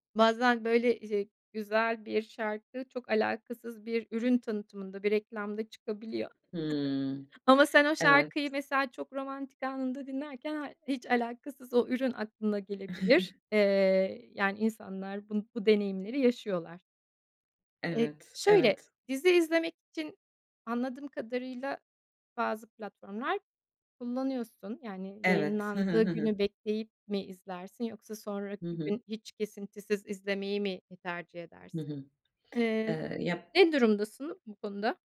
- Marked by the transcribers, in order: chuckle; chuckle
- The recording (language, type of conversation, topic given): Turkish, podcast, Sence bir diziyi bağımlılık yapıcı kılan şey nedir?